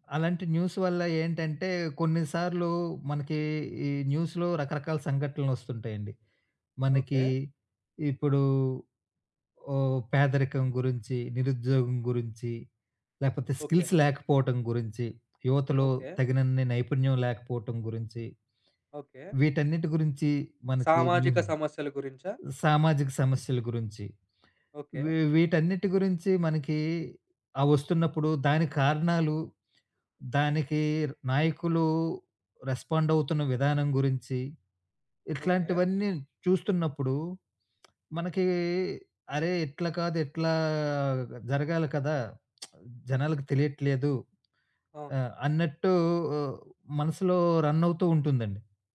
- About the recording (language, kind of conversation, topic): Telugu, podcast, సమాచార భారం వల్ల నిద్ర దెబ్బతింటే మీరు దాన్ని ఎలా నియంత్రిస్తారు?
- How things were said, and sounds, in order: in English: "న్యూస్"; in English: "న్యూస్‌లో"; in English: "స్కిల్స్"; other background noise; lip smack